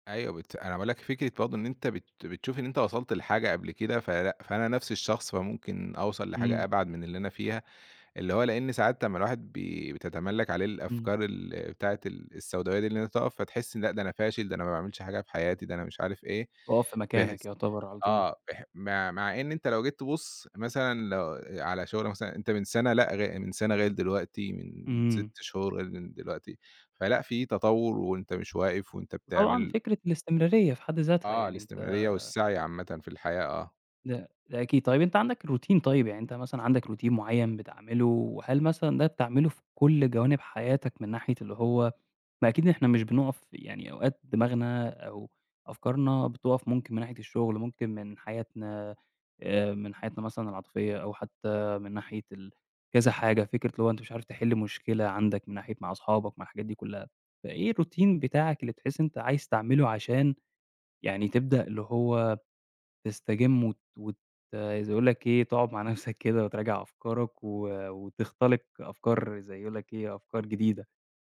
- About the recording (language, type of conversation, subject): Arabic, podcast, إيه أول خطوة بتعملها لما تبقى مش عارف تبدأ؟
- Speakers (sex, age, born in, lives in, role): male, 25-29, Egypt, Egypt, host; male, 30-34, Egypt, Egypt, guest
- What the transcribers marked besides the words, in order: laughing while speaking: "نَفْسَك كده"